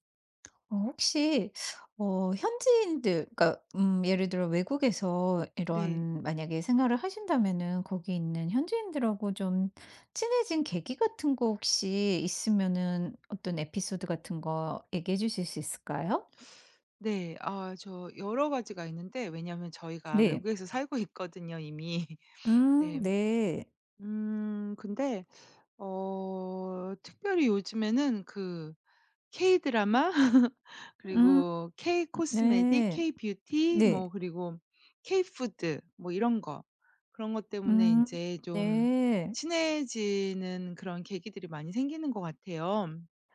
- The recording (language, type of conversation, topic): Korean, podcast, 현지인들과 친해지게 된 계기 하나를 솔직하게 이야기해 주실래요?
- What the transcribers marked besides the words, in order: other background noise; laughing while speaking: "이미"; in English: "케이 드라마?"; laugh; in English: "케이 코스메틱, 케이 뷰티"; in English: "케이 푸드"